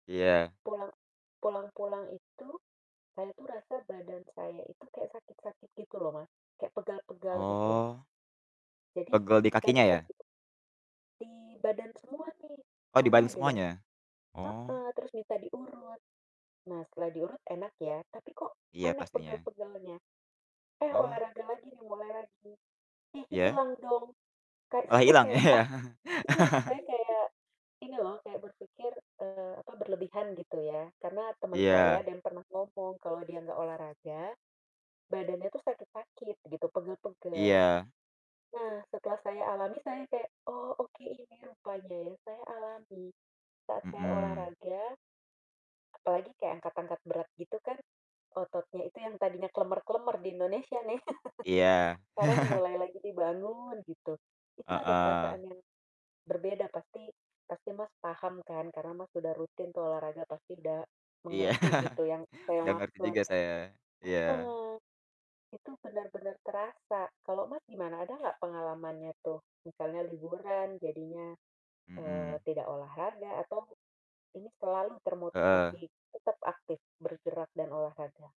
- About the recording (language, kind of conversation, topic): Indonesian, unstructured, Bagaimana cara memotivasi diri agar tetap aktif bergerak?
- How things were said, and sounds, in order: tapping; distorted speech; laughing while speaking: "saya"; laughing while speaking: "ya"; chuckle; chuckle; chuckle; other background noise